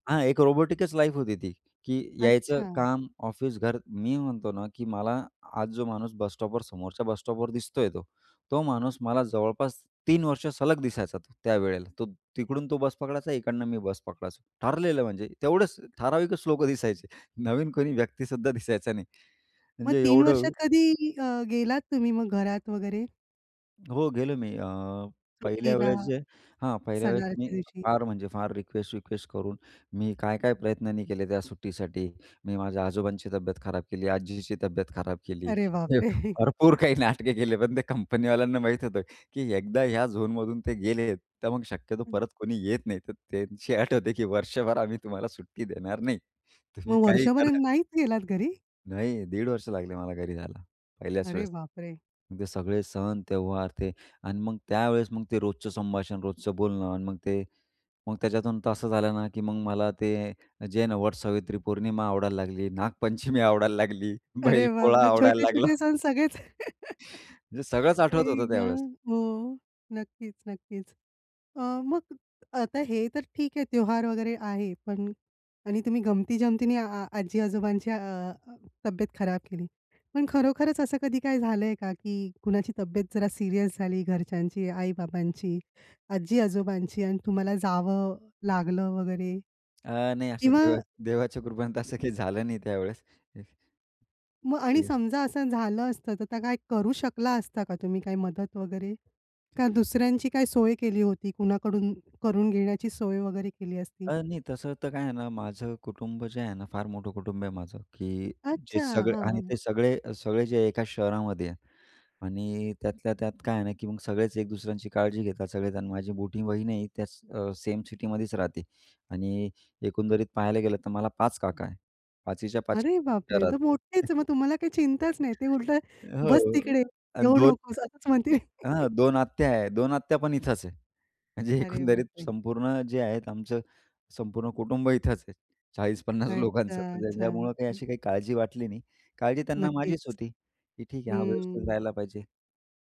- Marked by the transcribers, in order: in English: "लाईफ"; chuckle; tapping; laughing while speaking: "भरपूर काही नाटके केले. पण ते कंपनीवाल्यांना माहीत होतं"; chuckle; other background noise; chuckle; laughing while speaking: "नागपंचमी आवडायला लागली, बैल पोळा आवडायला लागला"; chuckle; chuckle; chuckle
- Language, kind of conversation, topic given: Marathi, podcast, लांब राहूनही कुटुंबाशी प्रेम जपण्यासाठी काय कराल?